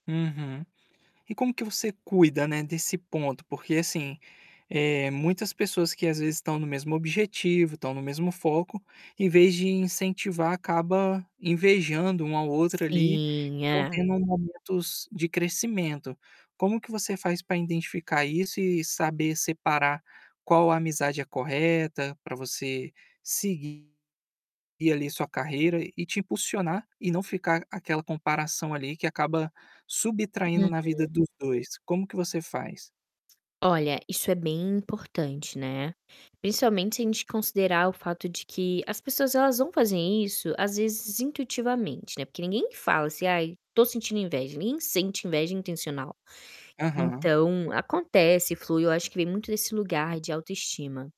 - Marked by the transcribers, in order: static; distorted speech
- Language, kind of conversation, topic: Portuguese, podcast, Como posso parar de comparar minha carreira com a dos outros?